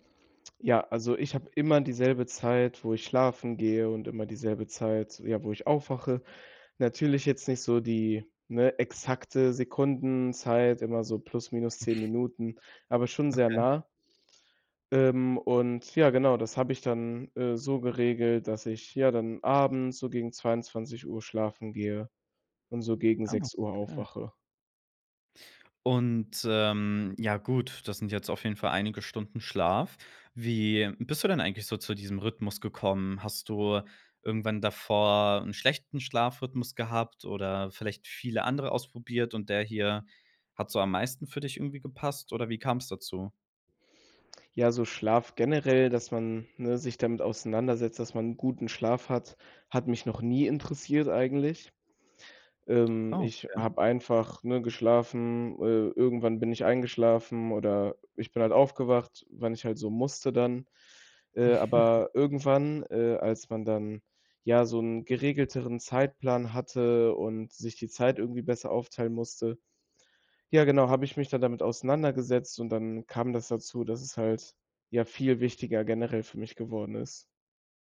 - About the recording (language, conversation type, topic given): German, podcast, Welche Rolle spielt Schlaf für dein Wohlbefinden?
- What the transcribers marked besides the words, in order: other background noise; snort; surprised: "Ah"; chuckle